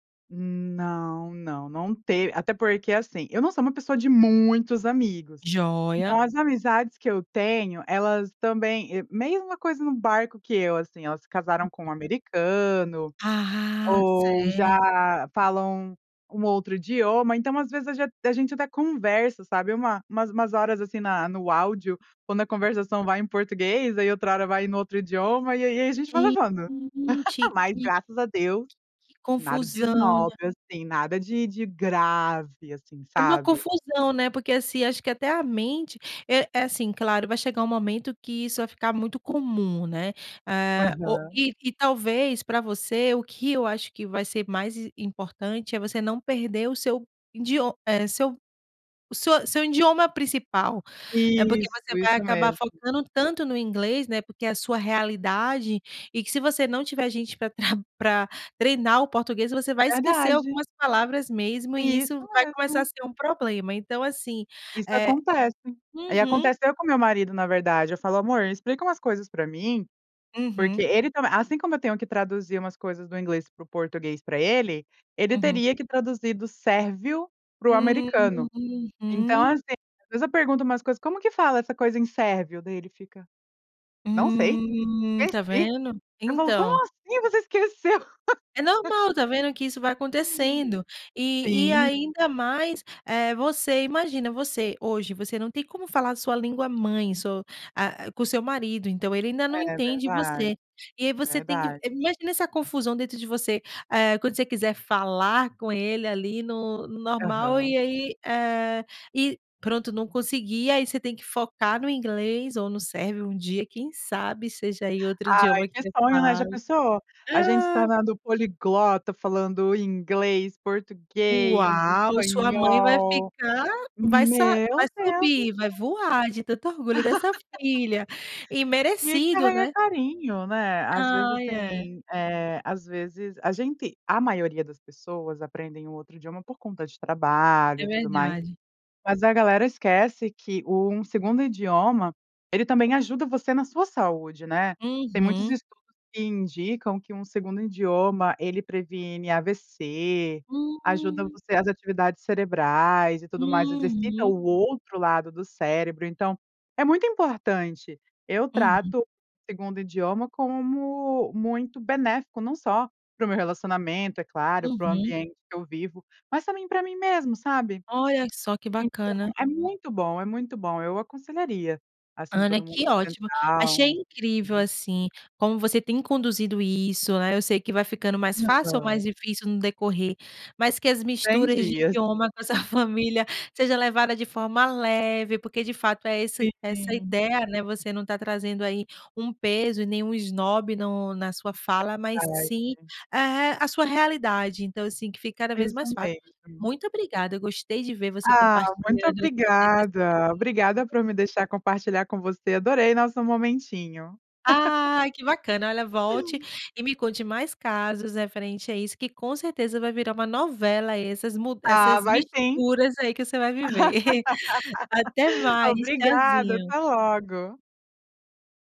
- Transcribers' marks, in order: stressed: "muitos"; tapping; laugh; "idiom" said as "indiom"; "idioma" said as "indioma"; throat clearing; laugh; laugh; unintelligible speech; laugh; unintelligible speech; laugh; laugh
- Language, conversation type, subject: Portuguese, podcast, Como você mistura idiomas quando conversa com a família?